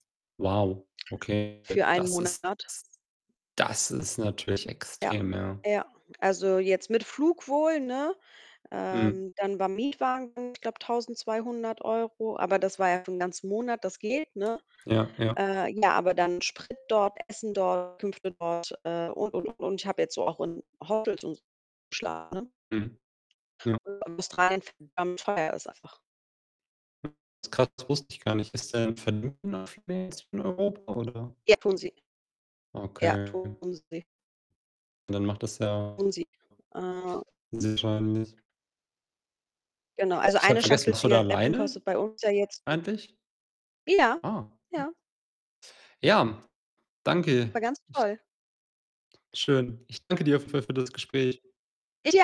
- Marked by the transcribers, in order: distorted speech; tapping; other background noise; unintelligible speech; unintelligible speech; unintelligible speech; unintelligible speech; other noise; unintelligible speech
- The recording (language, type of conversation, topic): German, unstructured, Wohin reist du am liebsten und warum?